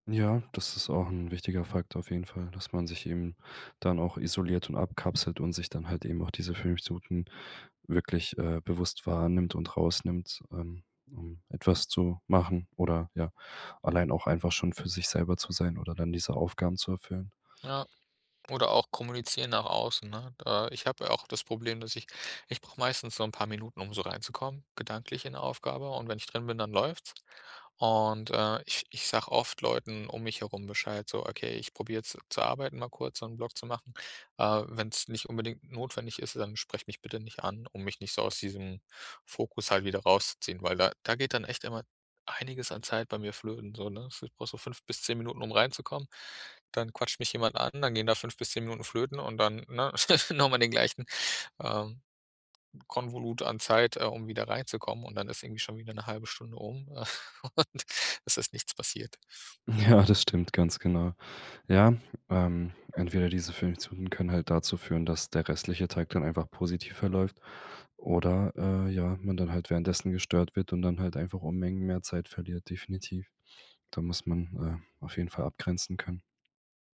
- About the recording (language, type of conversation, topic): German, podcast, Wie nutzt du 15-Minuten-Zeitfenster sinnvoll?
- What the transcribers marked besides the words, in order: laugh; other background noise; chuckle; laughing while speaking: "Ja"